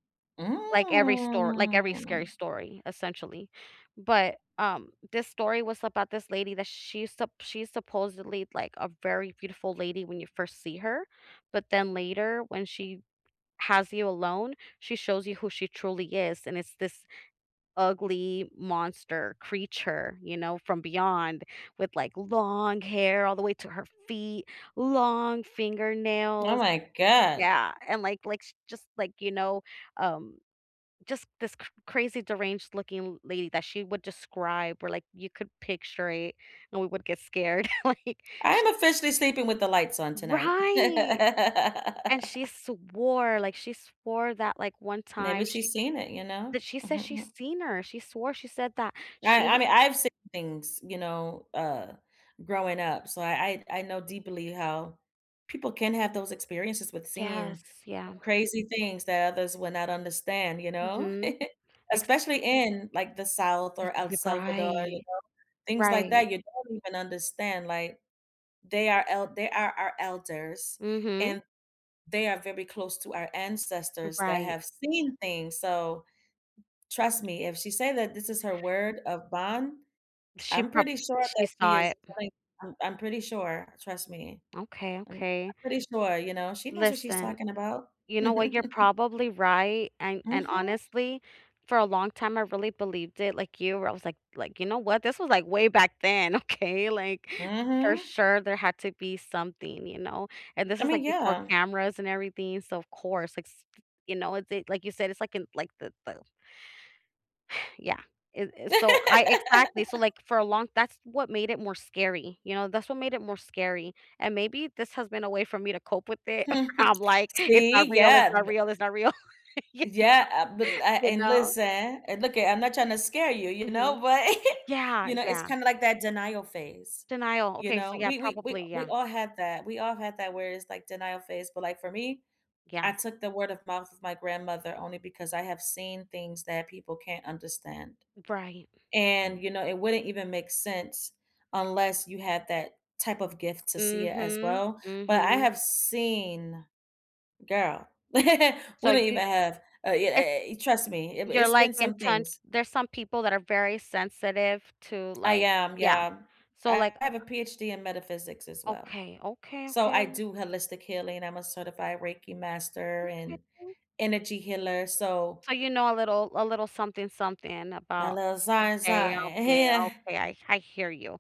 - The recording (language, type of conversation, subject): English, unstructured, What’s a story or song that made you feel something deeply?
- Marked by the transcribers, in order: drawn out: "Mm"; laughing while speaking: "like"; drawn out: "Right"; stressed: "swore"; laugh; chuckle; chuckle; stressed: "seen"; other background noise; chuckle; laughing while speaking: "okay"; sigh; laugh; chuckle; laugh; laugh; laughing while speaking: "you know?"; giggle; stressed: "seen"; laugh; background speech; laughing while speaking: "A Yeah"